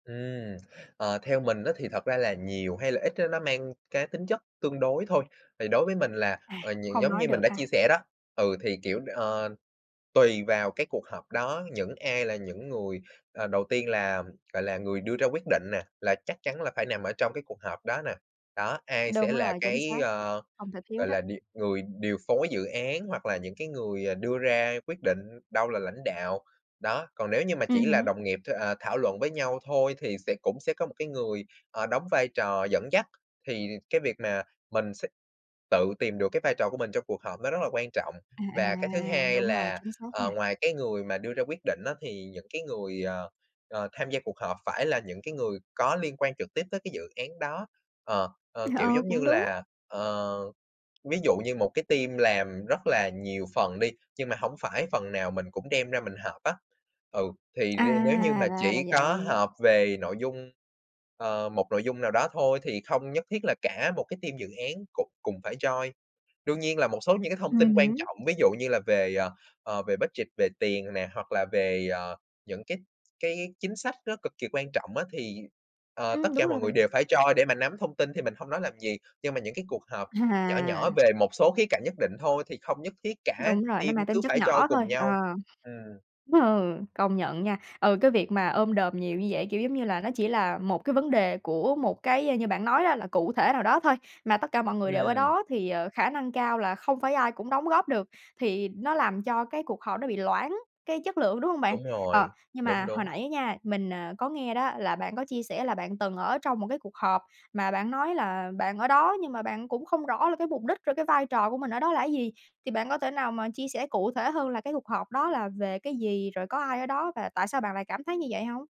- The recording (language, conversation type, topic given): Vietnamese, podcast, Làm thế nào để cuộc họp không bị lãng phí thời gian?
- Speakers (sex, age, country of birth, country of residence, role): female, 20-24, Vietnam, United States, host; male, 20-24, Vietnam, Vietnam, guest
- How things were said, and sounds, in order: tapping; in English: "team"; in English: "team"; in English: "join"; in English: "budget"; in English: "join"; in English: "team"; in English: "join"